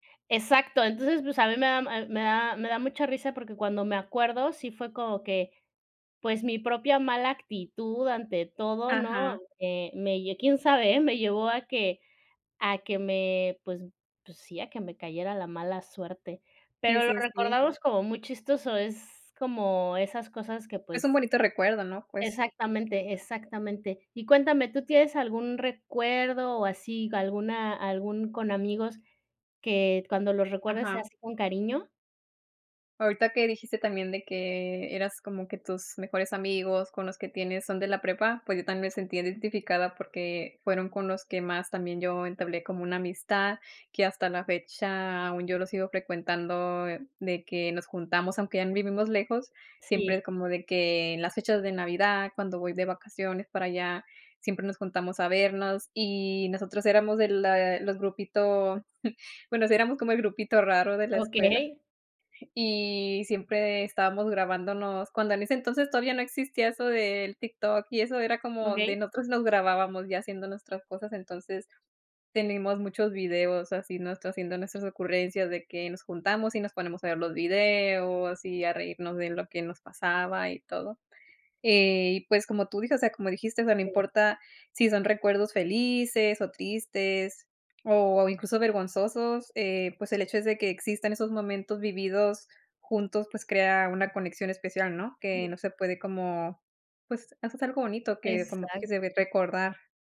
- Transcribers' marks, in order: unintelligible speech
- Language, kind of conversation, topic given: Spanish, unstructured, ¿Cómo compartir recuerdos puede fortalecer una amistad?